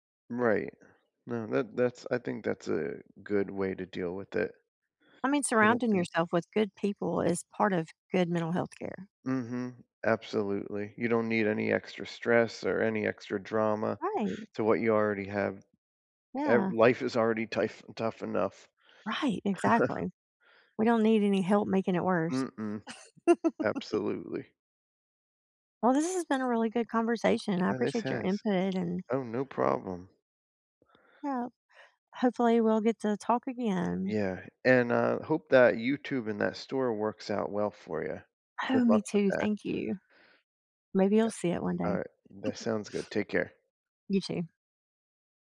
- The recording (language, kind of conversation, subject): English, unstructured, How can I respond when people judge me for anxiety or depression?
- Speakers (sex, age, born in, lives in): female, 50-54, United States, United States; male, 40-44, United States, United States
- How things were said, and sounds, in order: chuckle; chuckle; chuckle